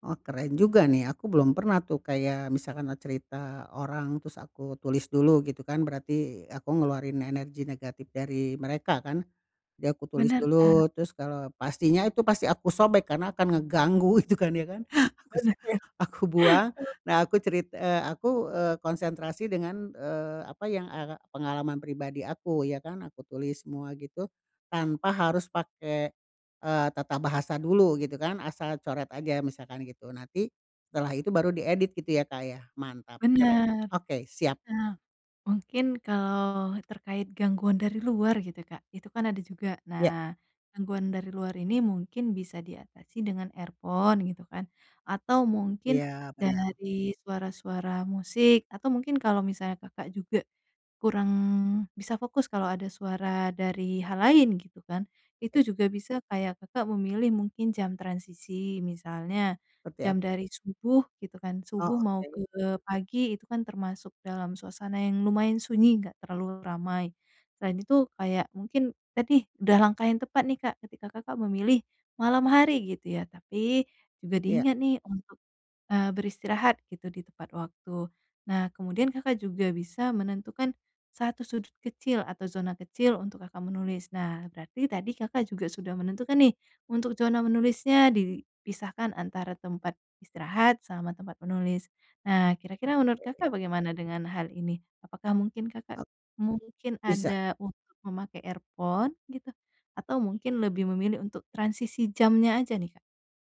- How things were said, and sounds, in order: laughing while speaking: "itu kan, ya kan?"; laughing while speaking: "Benar benar"; in English: "earphone"; in English: "earphone"; other animal sound
- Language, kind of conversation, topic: Indonesian, advice, Mengurangi kekacauan untuk fokus berkarya